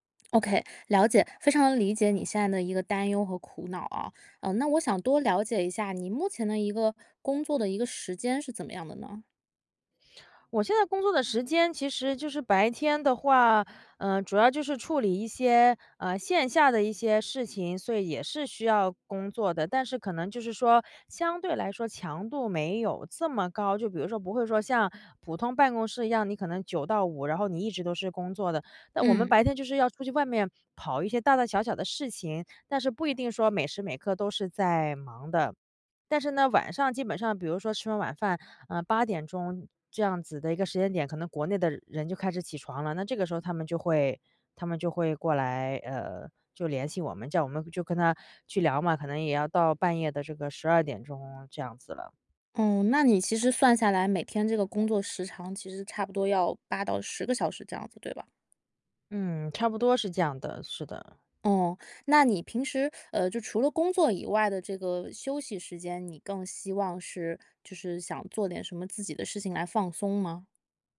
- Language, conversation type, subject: Chinese, advice, 我怎样才能更好地区分工作和生活？
- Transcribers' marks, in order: other background noise; tapping